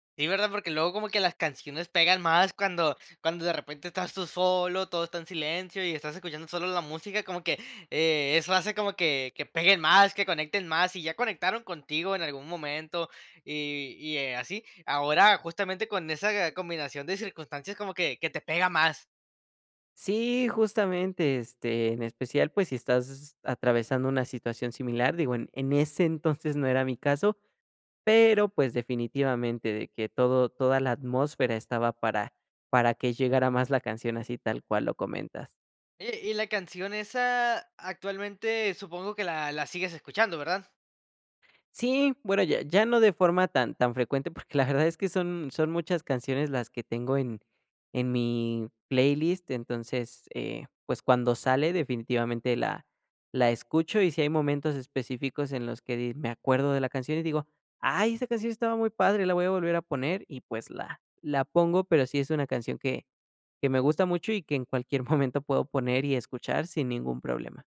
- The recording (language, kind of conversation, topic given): Spanish, podcast, ¿Qué canción sientes que te definió durante tu adolescencia?
- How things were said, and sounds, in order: none